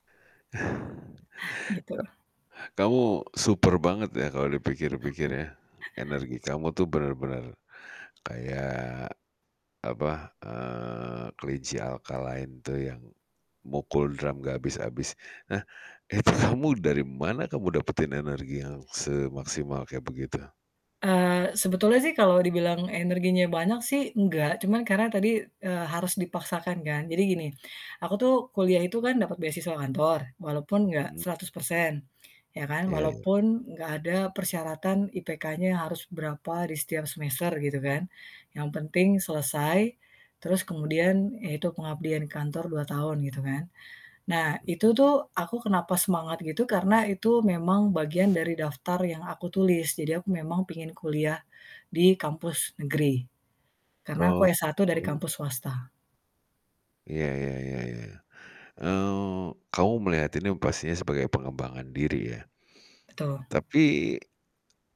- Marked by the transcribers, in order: static; chuckle; laughing while speaking: "itu"; other background noise; unintelligible speech
- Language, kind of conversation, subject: Indonesian, podcast, Bagaimana kamu membagi waktu antara kerja dan belajar?